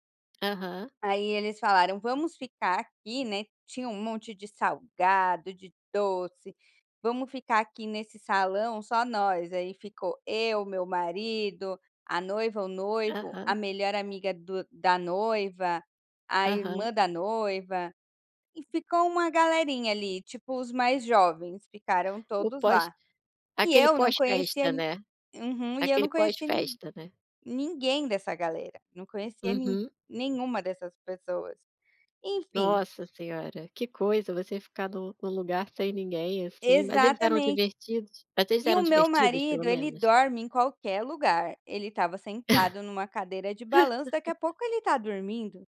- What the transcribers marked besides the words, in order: laugh
- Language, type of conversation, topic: Portuguese, podcast, Você pode contar sobre uma festa ou celebração inesquecível?